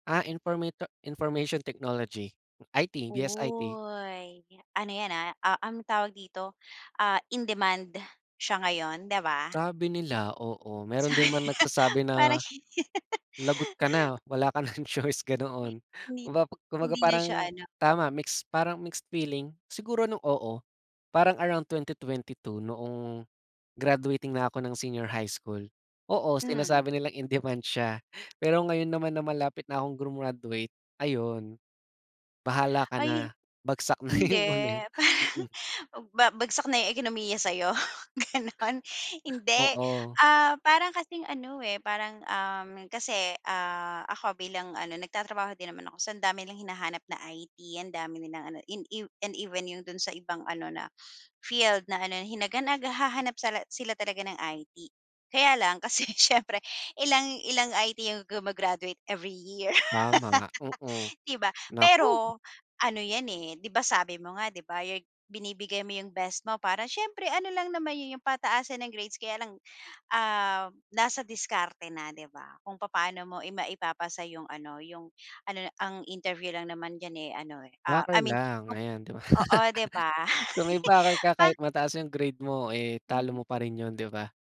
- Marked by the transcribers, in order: laughing while speaking: "Sabi, parang"; laughing while speaking: "ka ng choice, ganoon"; tapping; laughing while speaking: "parang"; laughing while speaking: "yun"; laughing while speaking: "sa'yo gano'n"; laughing while speaking: "kasi siyempre"; laugh; chuckle; chuckle
- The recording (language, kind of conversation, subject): Filipino, podcast, Paano mo binabalanse ang mga proyekto at ang araw-araw mong buhay?